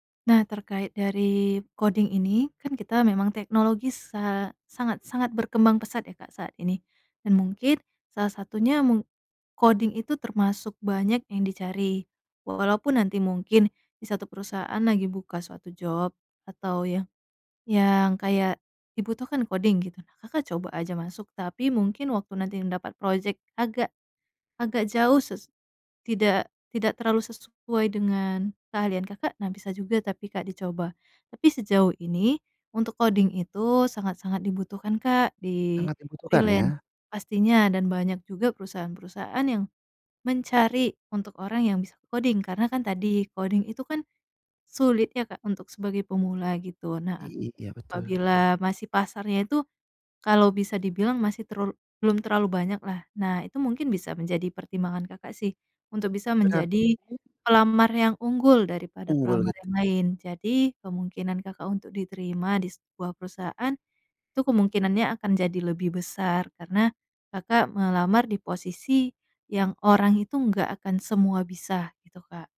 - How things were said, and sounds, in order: in English: "job"; in English: "freelance"
- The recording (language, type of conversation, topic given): Indonesian, advice, Bagaimana cara memulai transisi karier ke pekerjaan yang lebih bermakna meski saya takut memulainya?
- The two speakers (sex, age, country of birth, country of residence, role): female, 25-29, Indonesia, Indonesia, advisor; male, 30-34, Indonesia, Indonesia, user